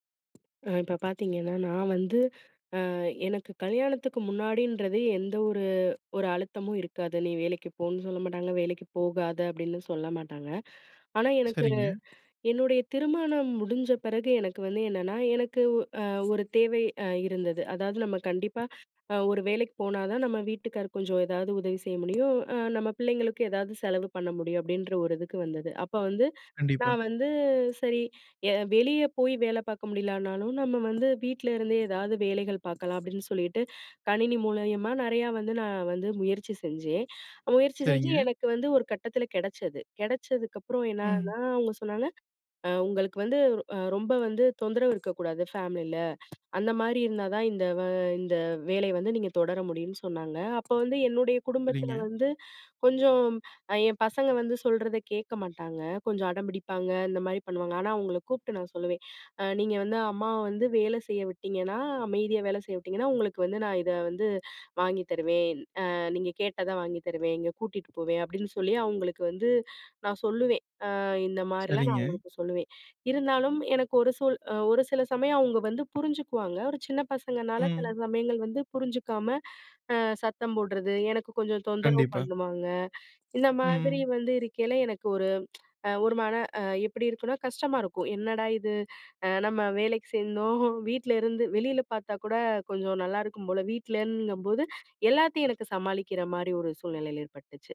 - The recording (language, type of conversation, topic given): Tamil, podcast, வேலைத் தேர்வு காலத்தில் குடும்பத்தின் அழுத்தத்தை நீங்கள் எப்படி சமாளிப்பீர்கள்?
- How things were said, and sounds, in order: tapping; other background noise; drawn out: "வந்து"; "முடிலனாலும்" said as "முடிலானாலும்"; tsk; laughing while speaking: "சேர்ந்தோம்"; "சூழ்நிலை" said as "சூழ்நிலைல"